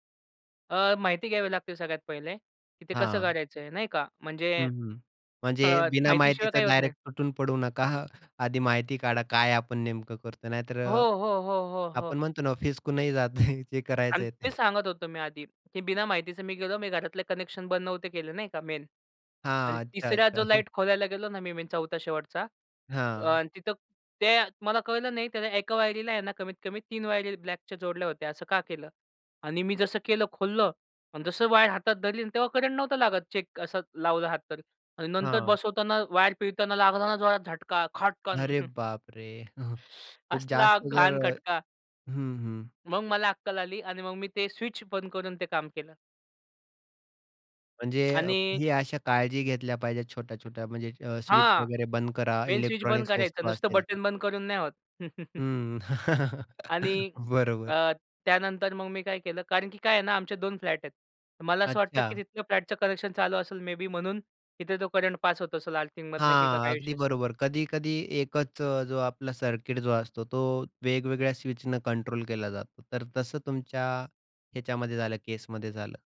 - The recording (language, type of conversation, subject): Marathi, podcast, घरच्या ‘स्वतः करा’ प्रकल्पाला सुरुवात कशी करावी?
- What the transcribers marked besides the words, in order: laughing while speaking: "नका"; other noise; other background noise; laughing while speaking: "जातं जे करायचं आहे ते"; in English: "मेन"; chuckle; chuckle; laughing while speaking: "असला घाण खटका"; lip smack; tapping; in English: "मेन"; chuckle; laugh; in English: "मे बी"; in English: "सर्किट"